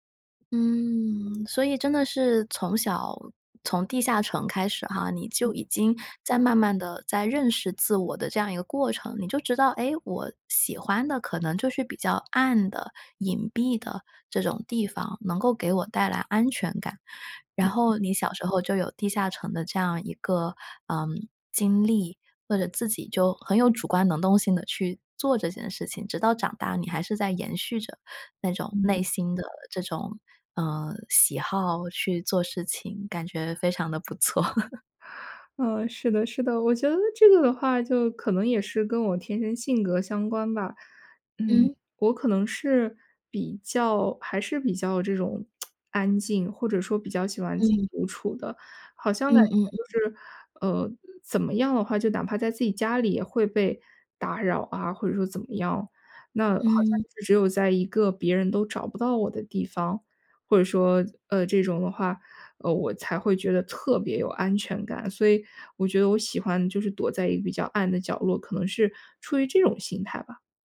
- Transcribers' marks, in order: other background noise; chuckle; tsk
- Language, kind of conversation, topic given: Chinese, podcast, 你童年时有没有一个可以分享的秘密基地？